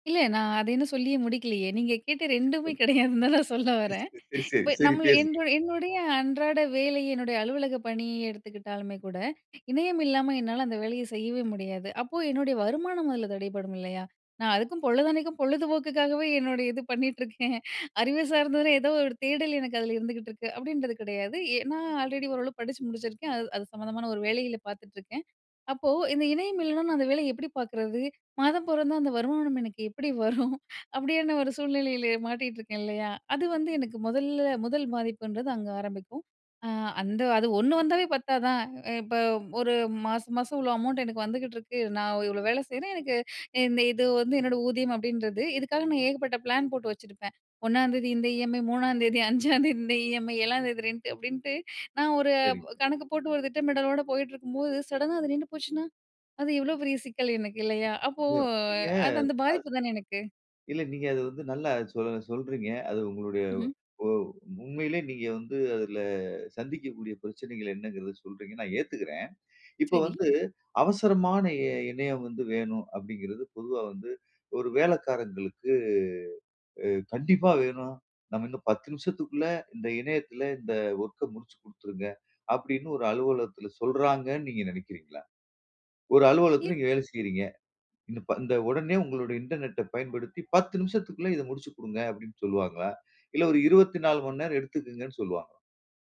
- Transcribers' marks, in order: unintelligible speech; laughing while speaking: "கிடையாதுன்னு தான் நான் சொல்ல வரேன்"; in English: "ஆல்ரெடி"; laughing while speaking: "வரும்?"; in English: "அமௌண்ட்"; laughing while speaking: "மூணாம் தேதி, அஞ்சாம் தேதி இந்த இஎம்ஐ"; in English: "ரென்ட்டு"; other background noise; unintelligible speech
- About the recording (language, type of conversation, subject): Tamil, podcast, இணையம் இல்லாமல் ஒரு நாள் இருந்தால், உங்கள் கவனம் எப்படிப்பட்டதாக இருக்கும் என்று நினைக்கிறீர்கள்?